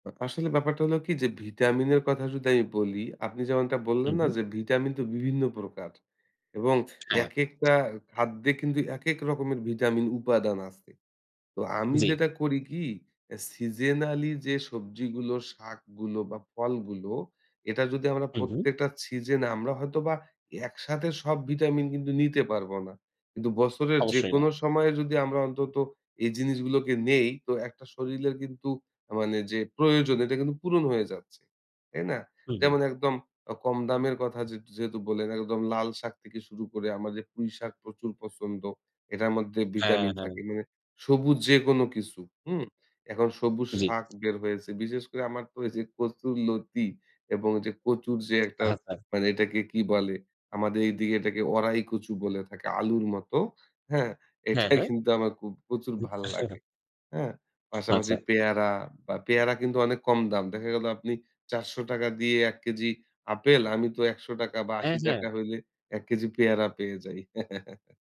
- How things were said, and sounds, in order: other background noise; laugh
- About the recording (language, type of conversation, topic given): Bengali, podcast, কম বাজেটে টাটকা ও পুষ্টিকর খাবার কীভাবে তৈরি করেন?